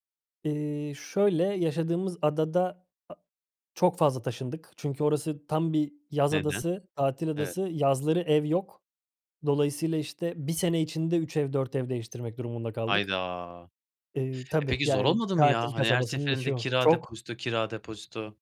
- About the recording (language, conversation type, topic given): Turkish, podcast, Taşınmamın ya da memleket değiştirmemin seni nasıl etkilediğini anlatır mısın?
- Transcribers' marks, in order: drawn out: "Hayda!"